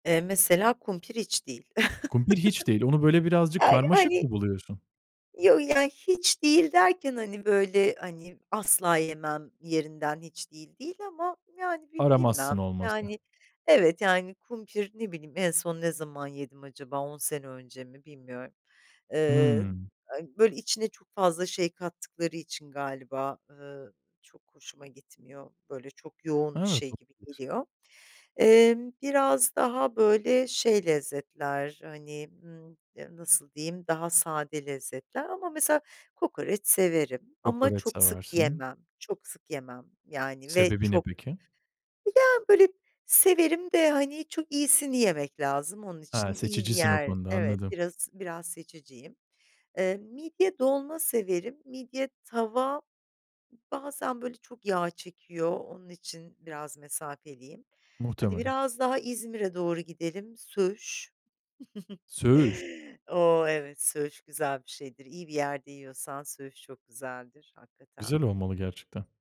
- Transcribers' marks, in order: chuckle; chuckle
- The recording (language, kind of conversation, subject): Turkish, podcast, Sokak yemekleri arasında favorin hangisi?